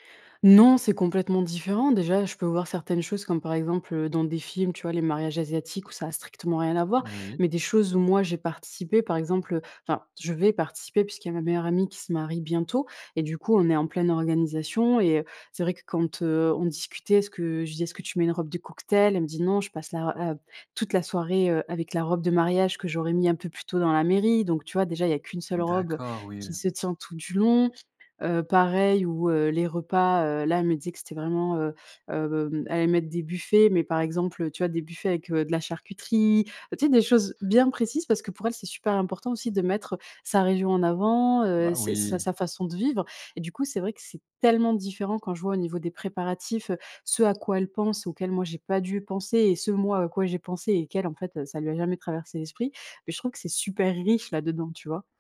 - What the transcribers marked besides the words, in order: other background noise; stressed: "tellement"
- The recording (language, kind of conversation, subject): French, podcast, Comment se déroule un mariage chez vous ?